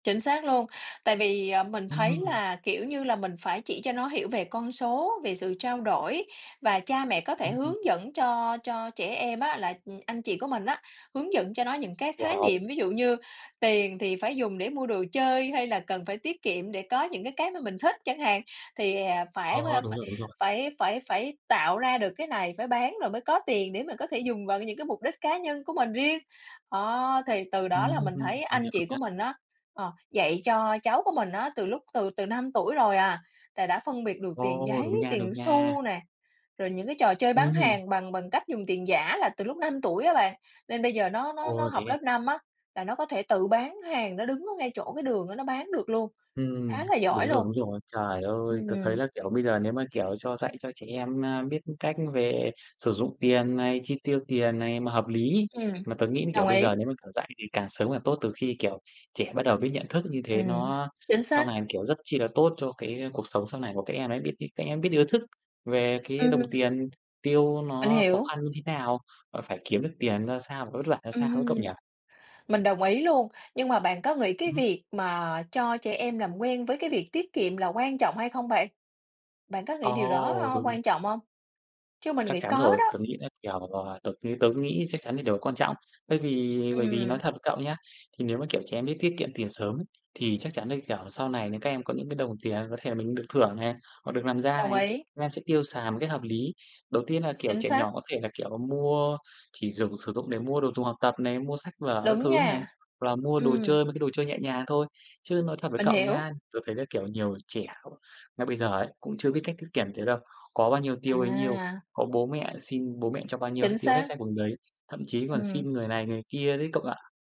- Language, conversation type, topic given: Vietnamese, unstructured, Làm thế nào để dạy trẻ về tiền bạc?
- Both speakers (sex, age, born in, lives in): female, 35-39, Vietnam, Vietnam; male, 25-29, Vietnam, Vietnam
- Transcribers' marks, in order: tapping; other background noise; other noise